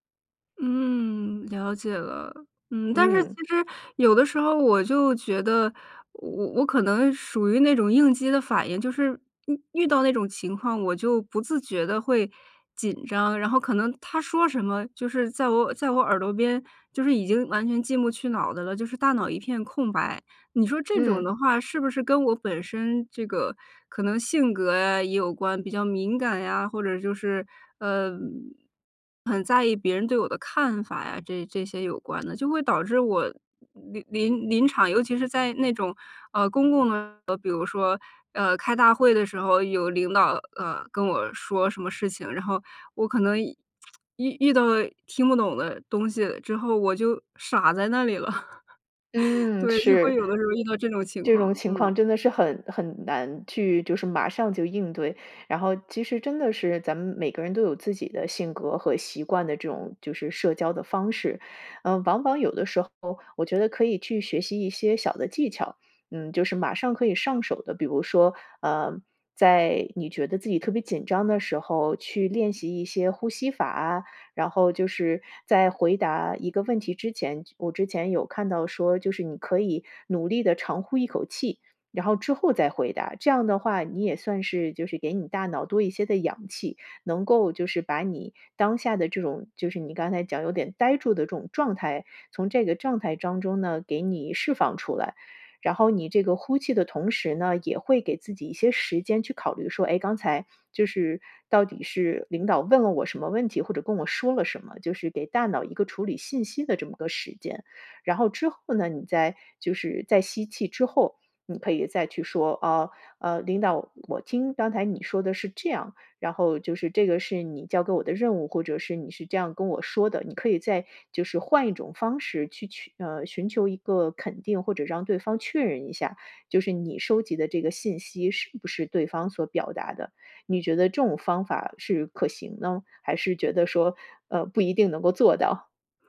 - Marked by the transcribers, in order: other noise; other background noise; tapping; chuckle; "当中" said as "张中"
- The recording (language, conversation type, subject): Chinese, advice, 语言障碍如何在社交和工作中给你带来压力？